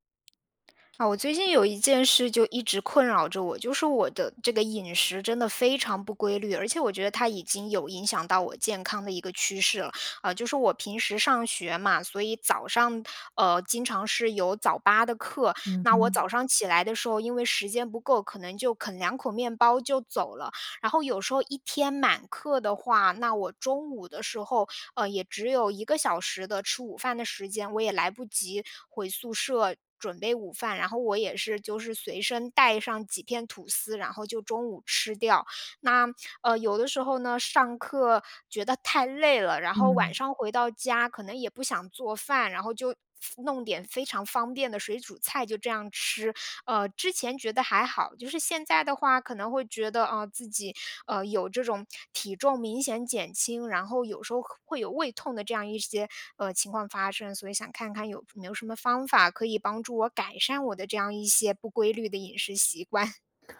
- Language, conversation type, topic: Chinese, advice, 你想如何建立稳定规律的饮食和备餐习惯？
- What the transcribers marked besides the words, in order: other background noise; laughing while speaking: "习惯"